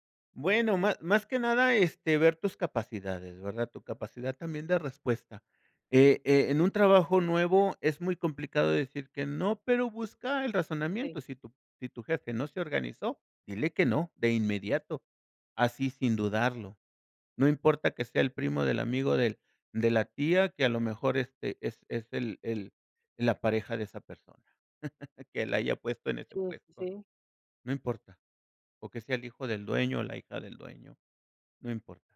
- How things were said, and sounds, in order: chuckle
- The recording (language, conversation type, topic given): Spanish, podcast, ¿Cómo decides cuándo decir “no” en el trabajo?